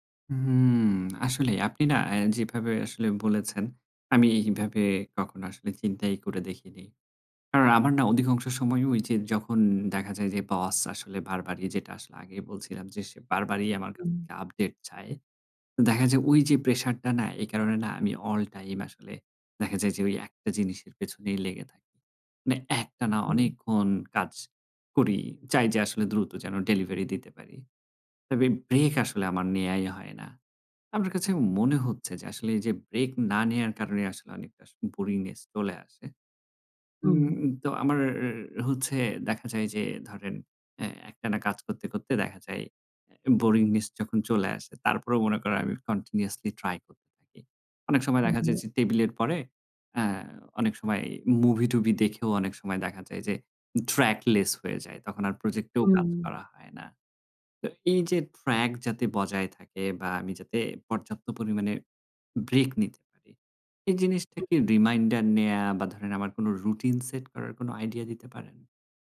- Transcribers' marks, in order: tapping; in English: "অলটাইম"; in English: "বোরিংনেস"; in English: "বোরিংনেস"; in English: "কন্টিনিউয়াসলি ট্রাই"; in English: "ট্র্যাক লেস"; in English: "রিমাইন্ডার"
- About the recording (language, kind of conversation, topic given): Bengali, advice, দীর্ঘমেয়াদি প্রকল্পে মনোযোগ ধরে রাখা ক্লান্তিকর লাগছে